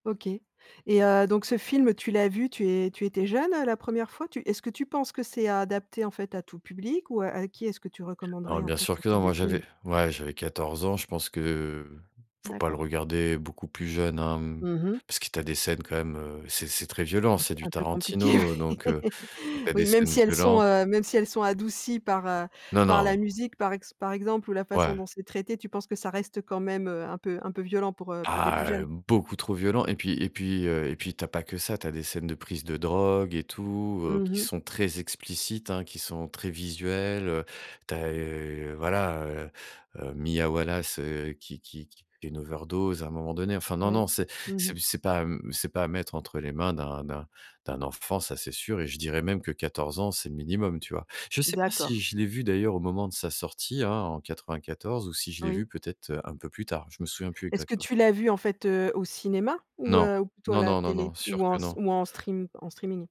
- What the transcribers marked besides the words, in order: other background noise; laughing while speaking: "Oui"; in English: "streaming ?"
- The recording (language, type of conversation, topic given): French, podcast, Quel film t’a vraiment marqué, et pourquoi ?